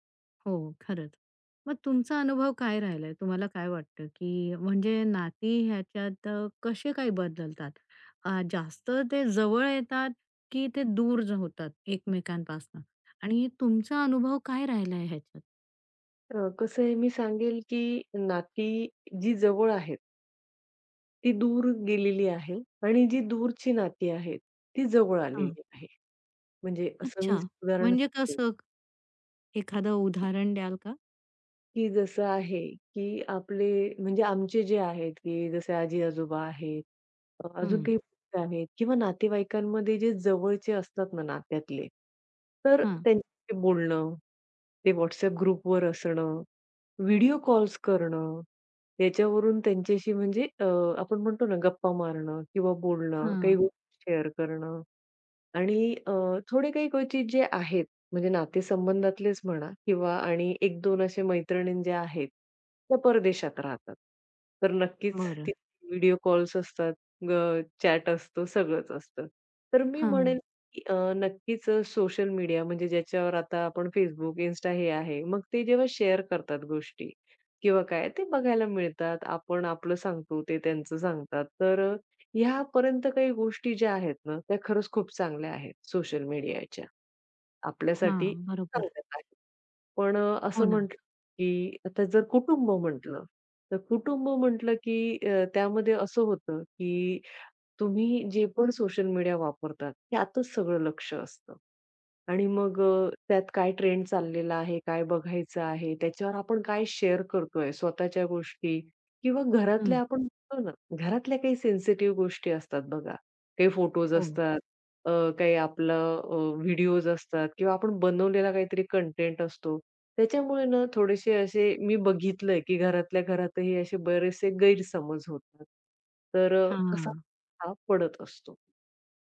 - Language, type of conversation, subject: Marathi, podcast, सोशल मीडियामुळे मैत्री आणि कौटुंबिक नात्यांवर तुम्हाला कोणते परिणाम दिसून आले आहेत?
- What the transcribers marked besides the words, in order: tapping; unintelligible speech; in English: "ग्रुपवर"; other background noise; in English: "शेअर"; in English: "चॅट"; in English: "शेअर"; unintelligible speech; in English: "शेअर"; unintelligible speech; unintelligible speech